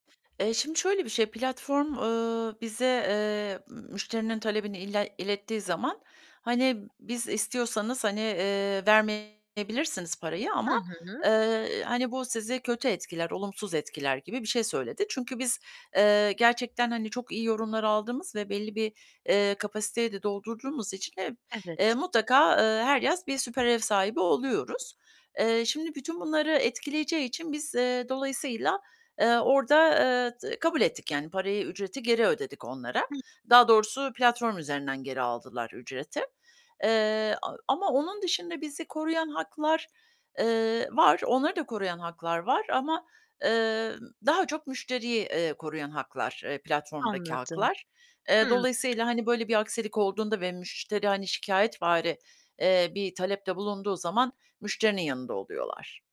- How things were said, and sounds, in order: other background noise; distorted speech; tapping; static
- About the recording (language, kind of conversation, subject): Turkish, advice, Müşteri şikayetleriyle karşılaştığınızda hissettiğiniz stres ve kendinizi savunma isteğiyle nasıl başa çıkıyorsunuz?